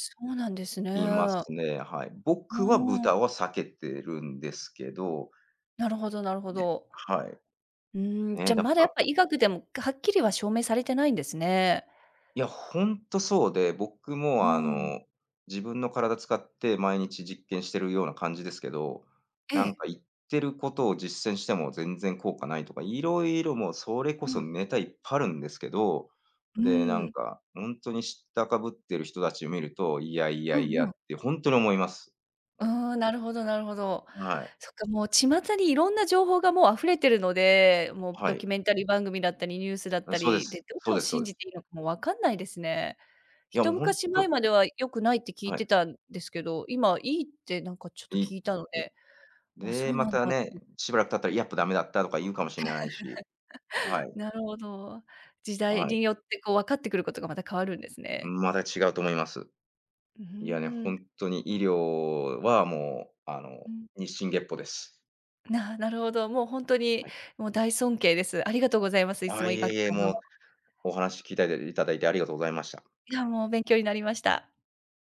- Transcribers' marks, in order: other background noise; chuckle
- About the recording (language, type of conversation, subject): Japanese, unstructured, 医学研究の過程で犠牲になった人がいることについて、あなたはどう思いますか？